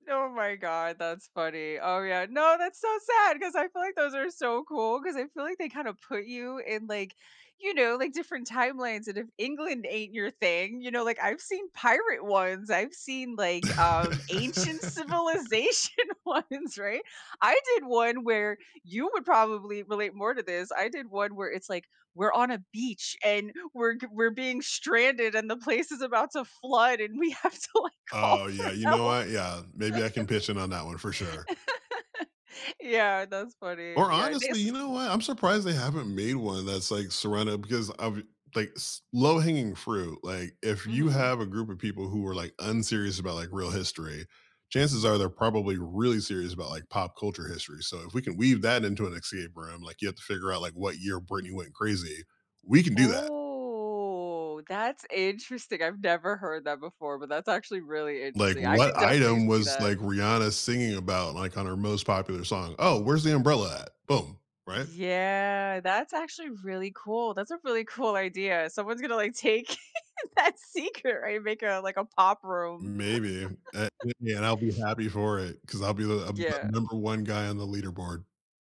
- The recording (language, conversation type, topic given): English, unstructured, What meaningful traditions can you start together to deepen your connection with friends or a partner?
- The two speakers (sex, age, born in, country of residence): female, 40-44, United States, United States; male, 40-44, United States, United States
- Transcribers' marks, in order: laugh; laughing while speaking: "civilization ones"; laughing while speaking: "we have to like call for help"; laugh; unintelligible speech; drawn out: "Oh"; giggle; laughing while speaking: "that secret, right?"; unintelligible speech; laugh